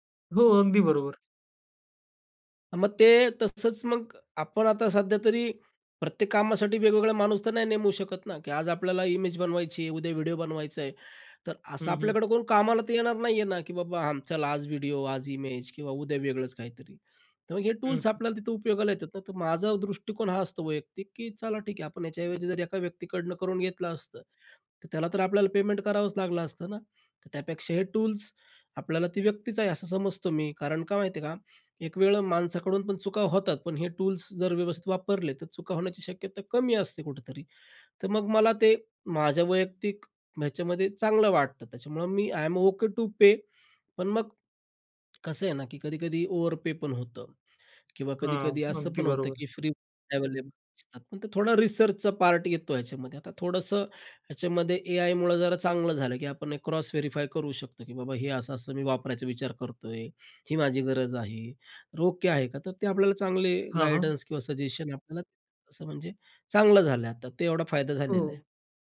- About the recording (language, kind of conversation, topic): Marathi, podcast, तुम्ही विनामूल्य आणि सशुल्क साधनांपैकी निवड कशी करता?
- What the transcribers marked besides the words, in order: tapping; in English: "आयएम ओके टू पे"; in English: "ओव्हर पे"; in English: "क्रॉस व्हेरिफाय"; in English: "सजेशन"